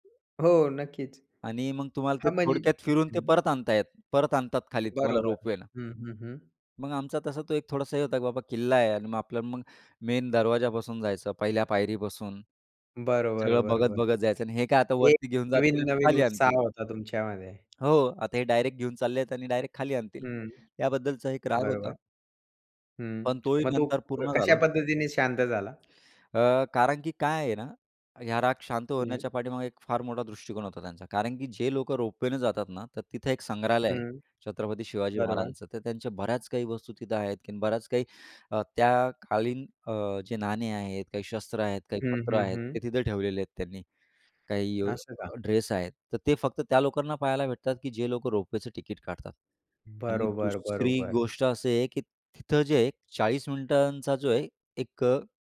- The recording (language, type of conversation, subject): Marathi, podcast, तुमच्या शिक्षणाच्या प्रवासातला सर्वात आनंदाचा क्षण कोणता होता?
- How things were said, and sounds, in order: other background noise; other noise; in English: "मेन"; tapping